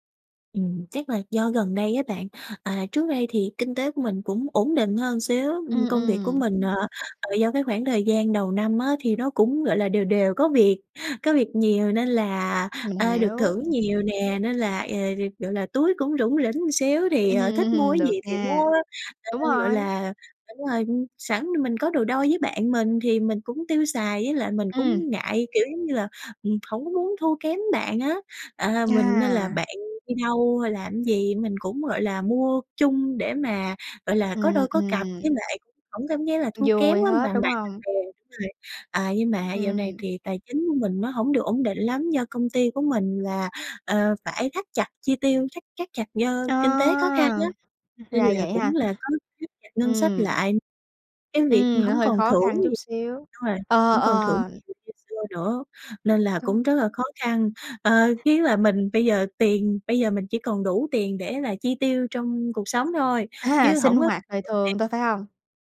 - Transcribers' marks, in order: tapping; other background noise; unintelligible speech
- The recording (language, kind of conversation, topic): Vietnamese, advice, Bạn làm gì khi cảm thấy bị áp lực phải mua sắm theo xu hướng và theo mọi người xung quanh?